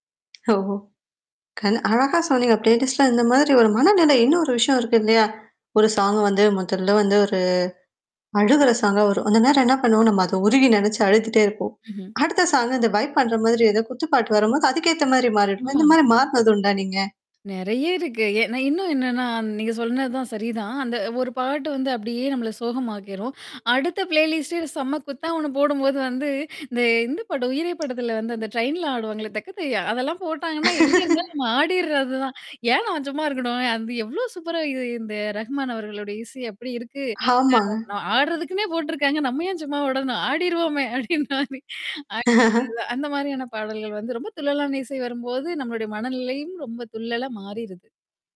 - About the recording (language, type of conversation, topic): Tamil, podcast, ஒரு பாடல்பட்டியல் நம் மனநிலையை மாற்றும் என்று நீங்கள் நினைக்கிறீர்களா?
- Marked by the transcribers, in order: tapping; in English: "ப்ளேலிஸ்ட்ல"; in English: "சாங்"; in English: "சாங்கா"; other background noise; in English: "சாங்"; in English: "வைப்"; in English: "ப்ளேலிஸ்ட்டே"; mechanical hum; in English: "ட்ரெயின்ல"; chuckle; unintelligible speech; laughing while speaking: "அப்டின்ற மாரி"; unintelligible speech; chuckle